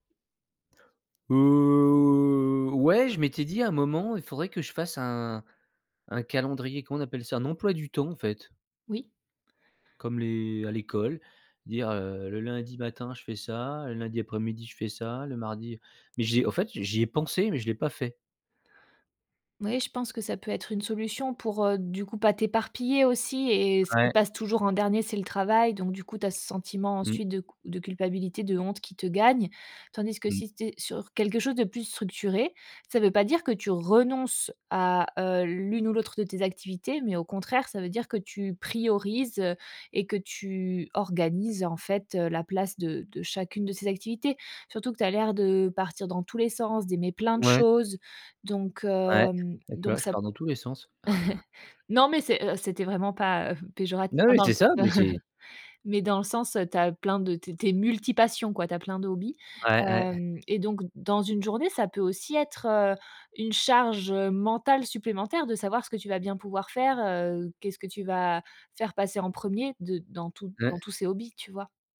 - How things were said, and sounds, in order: drawn out: "Heu"; stressed: "renonces"; chuckle; chuckle
- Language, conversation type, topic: French, advice, Pourquoi est-ce que je me sens coupable de prendre du temps pour moi ?